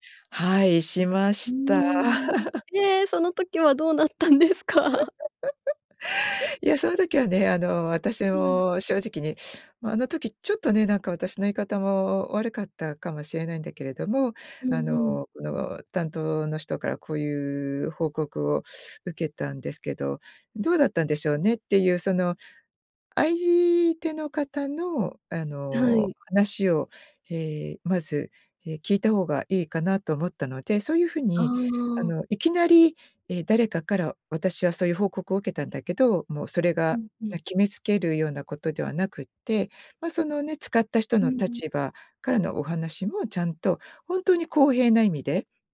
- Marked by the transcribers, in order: laugh; tapping; laughing while speaking: "どうなったんですか？"; laugh; other noise
- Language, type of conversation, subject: Japanese, podcast, 相手を責めずに伝えるには、どう言えばいいですか？